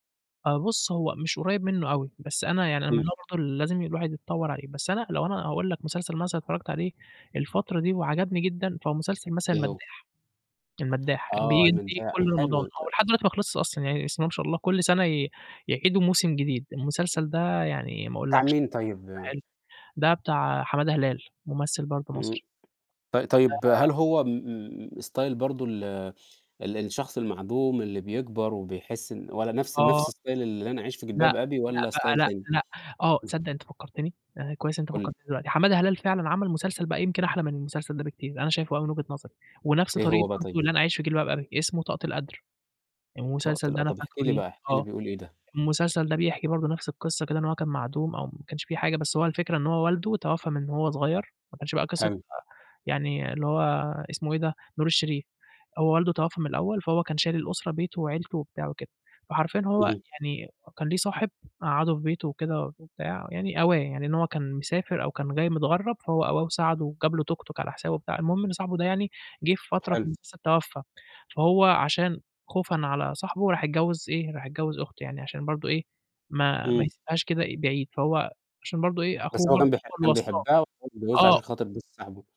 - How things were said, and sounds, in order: static; unintelligible speech; tapping; in English: "style"; in English: "style"; in English: "style"; other background noise; other noise; unintelligible speech; distorted speech
- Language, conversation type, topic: Arabic, podcast, إيه مسلسل من أيام طفولتك لسه فاكره لحد دلوقتي؟